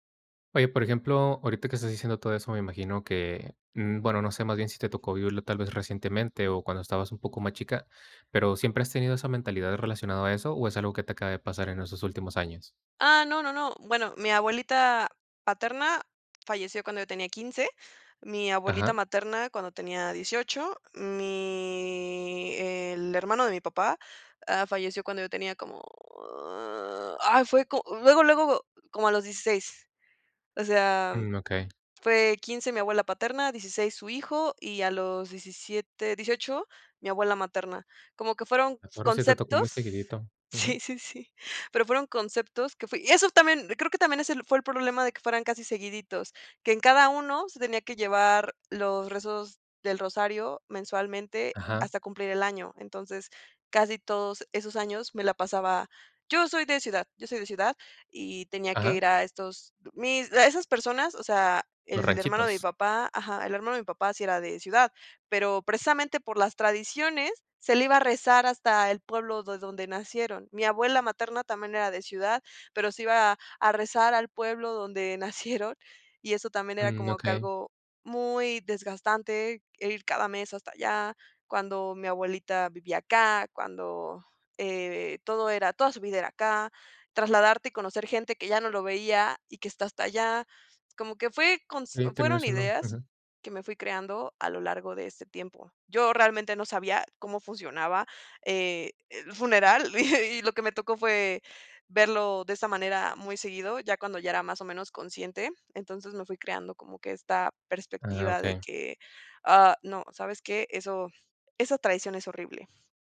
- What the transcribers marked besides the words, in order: other background noise; drawn out: "mi"; other noise; chuckle; chuckle
- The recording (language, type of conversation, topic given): Spanish, podcast, ¿Cómo combinas la tradición cultural con las tendencias actuales?